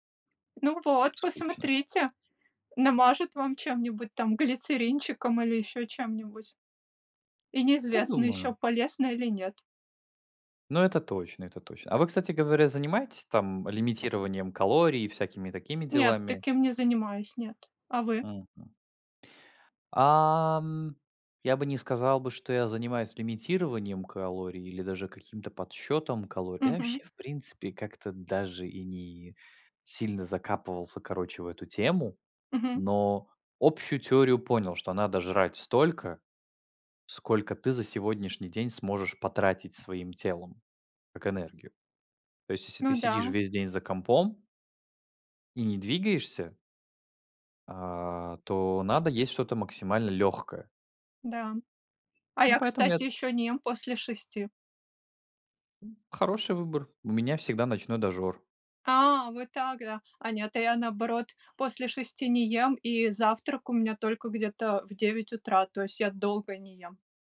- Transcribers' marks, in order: other background noise; tapping
- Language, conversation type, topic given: Russian, unstructured, Как ты убеждаешь близких питаться более полезной пищей?